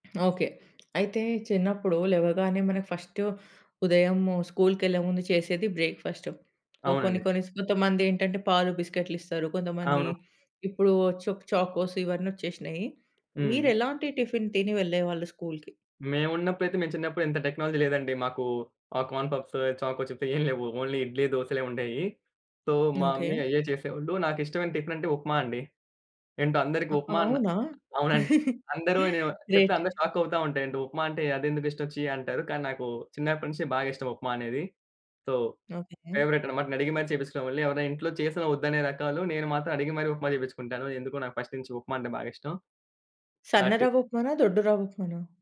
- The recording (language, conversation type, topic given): Telugu, podcast, మీ చిన్నప్పట్లో మీకు అత్యంత ఇష్టమైన వంటకం ఏది?
- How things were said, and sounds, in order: other background noise; tapping; in English: "ఫస్ట్"; in English: "బ్రేక్‌ఫాస్ట్. సో"; in English: "బిస్కెట్‌లిస్తారు"; in English: "చుక్ చాకోస్"; in English: "టిఫిన్"; in English: "టెక్నాలజీ"; in English: "కార్న్‌పఫ్స్, చాకోచిప్స్"; in English: "ఓన్లీ"; in English: "సో"; in English: "మమ్మీ"; in English: "టిఫిన్"; chuckle; in English: "గ్రేట్"; in English: "షాక్"; in English: "సో ఫేవరైట్"; in Tamil: "ఉప్మా"; in English: "ఫస్ట్"